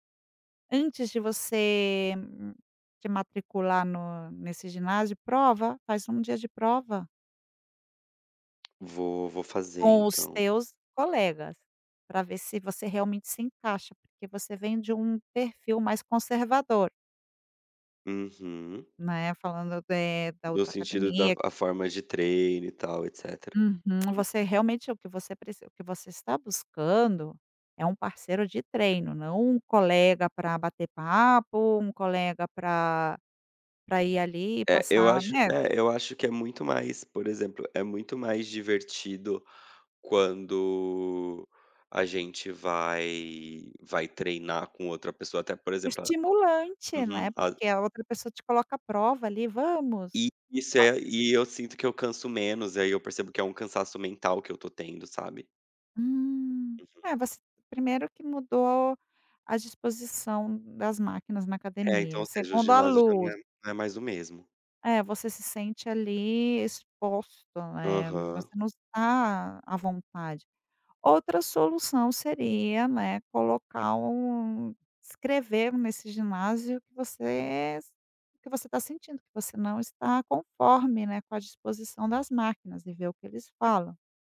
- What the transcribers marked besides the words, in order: tapping; other noise; other background noise
- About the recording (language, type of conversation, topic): Portuguese, advice, Como posso lidar com a falta de um parceiro ou grupo de treino, a sensação de solidão e a dificuldade de me manter responsável?